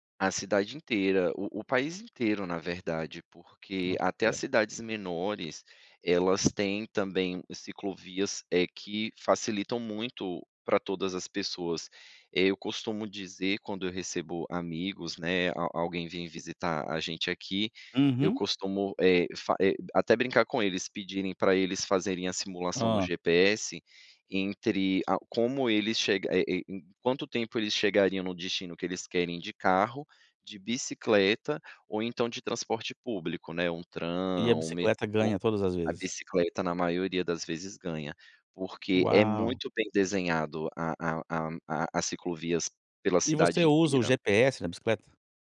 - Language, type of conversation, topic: Portuguese, podcast, Como o ciclo das chuvas afeta seu dia a dia?
- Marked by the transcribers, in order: unintelligible speech; tapping